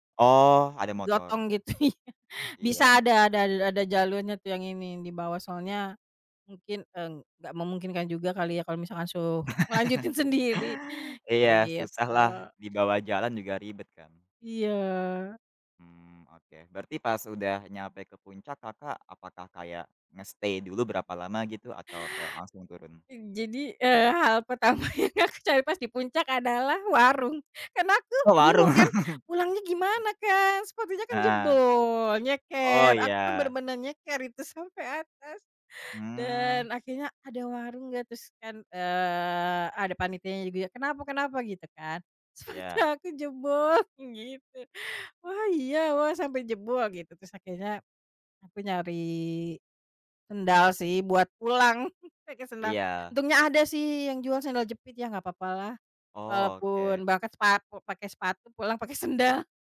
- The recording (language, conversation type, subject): Indonesian, podcast, Bagaimana pengalaman pertama kamu saat mendaki gunung atau berjalan lintas alam?
- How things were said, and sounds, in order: laughing while speaking: "gitu, iya"; chuckle; laughing while speaking: "ngelanjutin"; in English: "nge-stay"; laughing while speaking: "pertama yang"; chuckle; other background noise; laughing while speaking: "sampai atas"; laughing while speaking: "Sepatu"; laughing while speaking: "jebol"; chuckle; laughing while speaking: "pakai sendal"